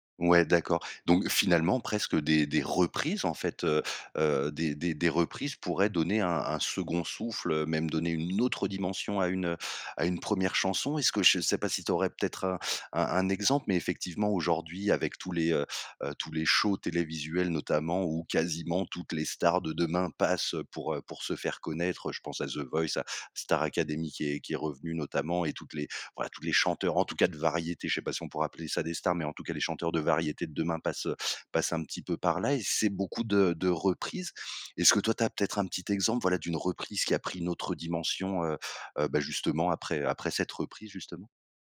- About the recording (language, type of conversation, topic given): French, podcast, Quel album emmènerais-tu sur une île déserte ?
- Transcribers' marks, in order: stressed: "autre"; stressed: "passent"; stressed: "cas"